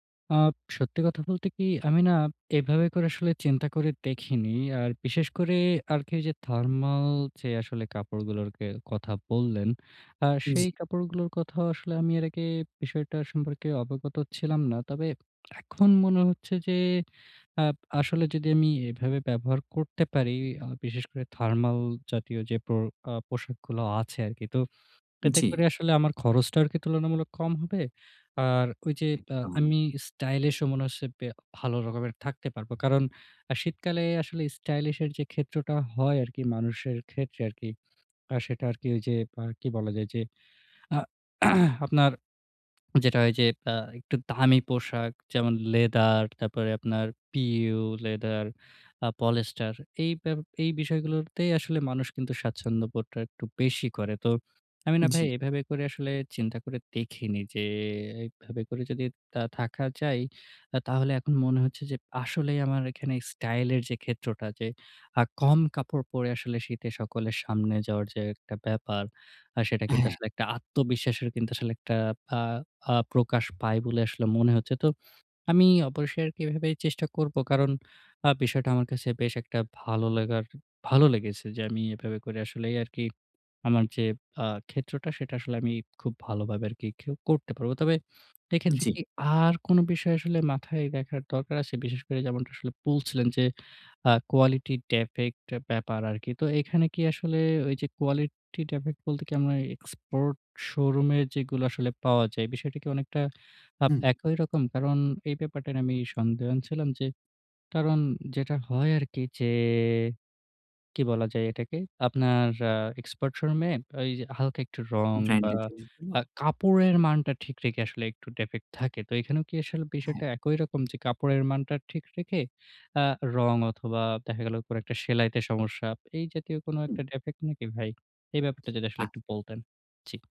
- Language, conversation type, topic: Bengali, advice, বাজেটের মধ্যে স্টাইলিশ ও টেকসই পোশাক কীভাবে কেনা যায়?
- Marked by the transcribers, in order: tapping; swallow; throat clearing; swallow; in English: "leather"; in English: "P-U leather"; in English: "polyester"; drawn out: "যে"; in English: "quality defect"; in English: "quality defect"; drawn out: "যে"; in English: "defect"; in English: "defect"